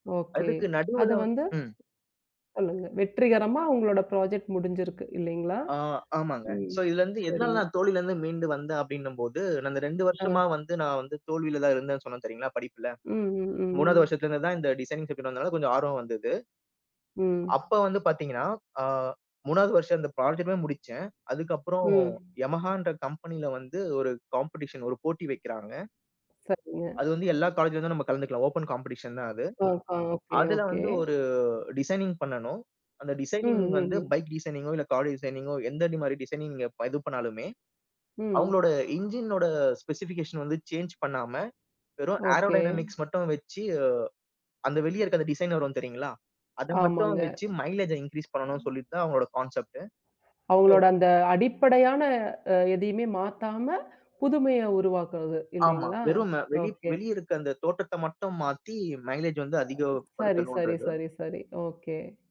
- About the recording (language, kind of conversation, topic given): Tamil, podcast, மிகக் கடினமான ஒரு தோல்வியிலிருந்து மீண்டு முன்னேற நீங்கள் எப்படி கற்றுக்கொள்கிறீர்கள்?
- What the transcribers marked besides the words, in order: tapping; other background noise; in English: "சோ"; drawn out: "ம்"; in English: "காம்படிஷன்"; in English: "காம்படிஷன்"; in English: "இன்ஜினோட ஸ்பெசிபிகேஷன்"; in English: "ஏரோடைனமிக்ஸ்"; in English: "மைலேஜ்ஜ இன்கிரீஸ்"; other noise; in English: "கான்செப்ட்"